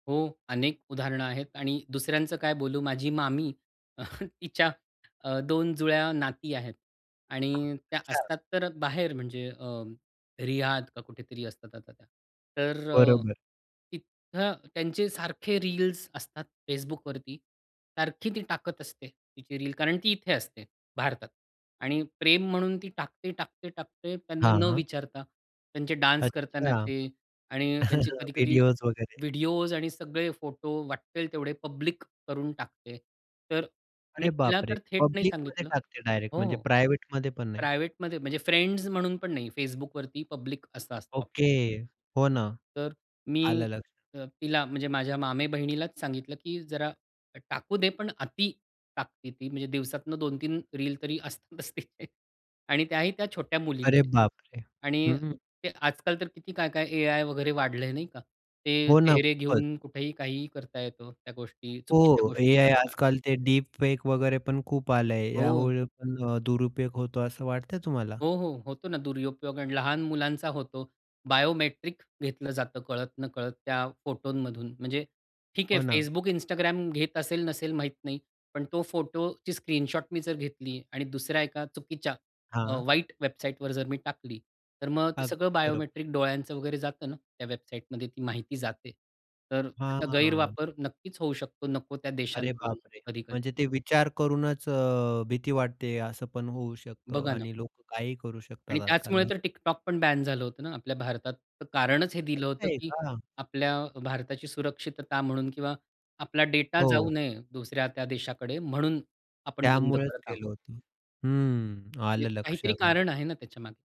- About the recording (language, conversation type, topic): Marathi, podcast, कोणती गोष्ट ऑनलाइन शेअर करणे टाळले पाहिजे?
- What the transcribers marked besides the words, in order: chuckle; tapping; in English: "डान्स"; chuckle; in English: "पब्लिक"; surprised: "अरे बापरे!"; in English: "पब्लिकमध्ये"; in English: "प्रायव्हेटमध्ये"; in English: "प्रायव्हेटमध्ये"; in English: "फ्रेंड्स"; in English: "पब्लिक"; laughing while speaking: "अस अस तीलच"; in English: "डिप फेक"; in English: "बायोमेट्रिक"; in English: "बायोमेट्रिक"; afraid: "अरे बापरे!"; in English: "बॅन"; other background noise